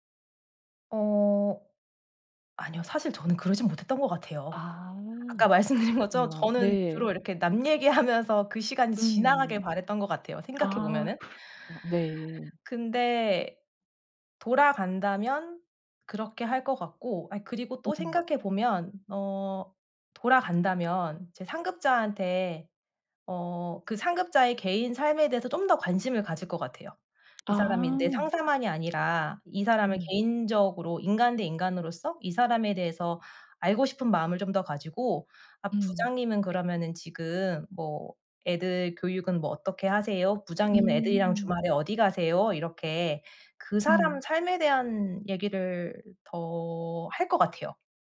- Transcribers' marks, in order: laughing while speaking: "말씀드린"; laughing while speaking: "남 얘기하면서"; inhale; tapping
- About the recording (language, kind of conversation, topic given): Korean, podcast, 어색한 분위기가 생겼을 때 보통 어떻게 풀어나가시나요?